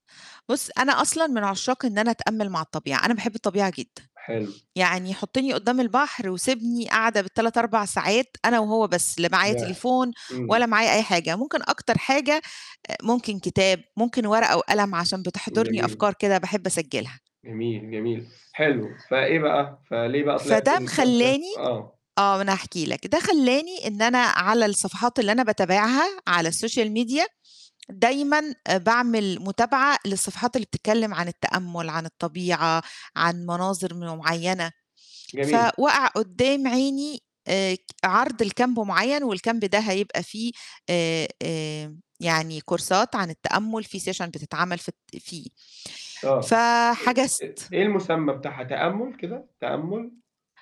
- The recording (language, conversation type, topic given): Arabic, podcast, احكيلي عن أول مرة جرّبت فيها التأمّل، كانت تجربتك عاملة إزاي؟
- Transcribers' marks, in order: other background noise; in English: "الكامب"; in English: "السوشيال ميديا"; in English: "لcamp"; in English: "والcamp"; in English: "كورسات"; in English: "session"